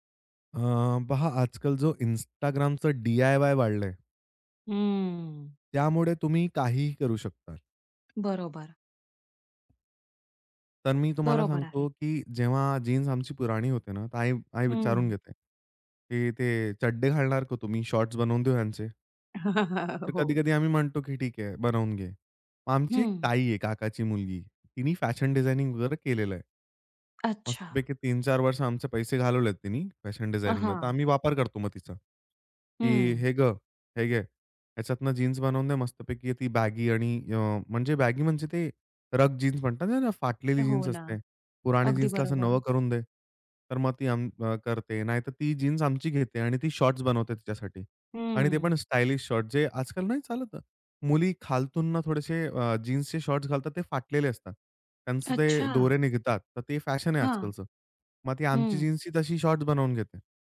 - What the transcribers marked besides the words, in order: tapping; other background noise; chuckle
- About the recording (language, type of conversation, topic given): Marathi, podcast, जुन्या कपड्यांना नवीन रूप देण्यासाठी तुम्ही काय करता?